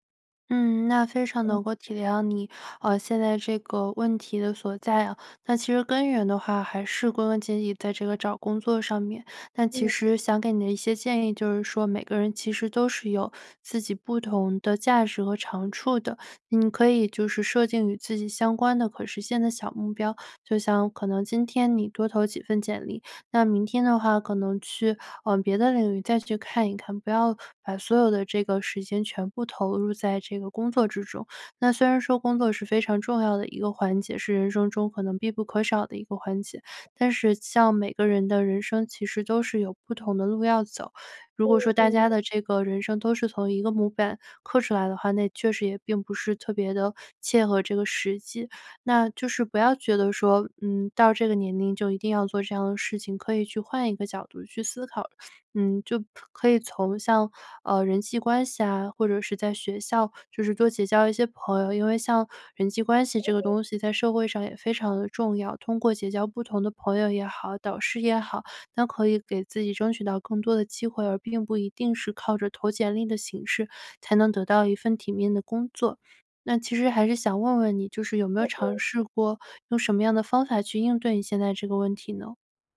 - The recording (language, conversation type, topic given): Chinese, advice, 你会因为和同龄人比较而觉得自己的自我价值感下降吗？
- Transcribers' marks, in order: teeth sucking; teeth sucking; teeth sucking; teeth sucking; unintelligible speech